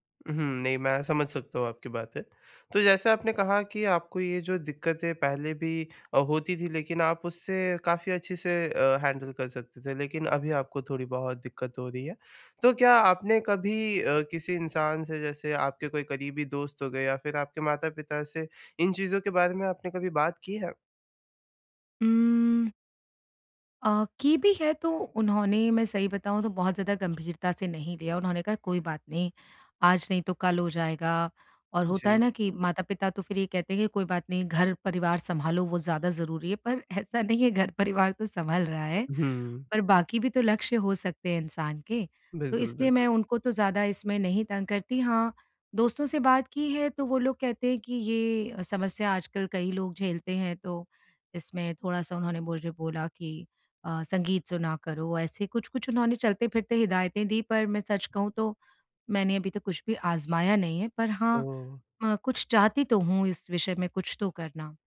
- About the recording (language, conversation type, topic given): Hindi, advice, लंबे समय तक ध्यान बनाए रखना
- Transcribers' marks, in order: tapping; in English: "हैंडल"; laughing while speaking: "ऐसा नहीं है घर परिवार"; other background noise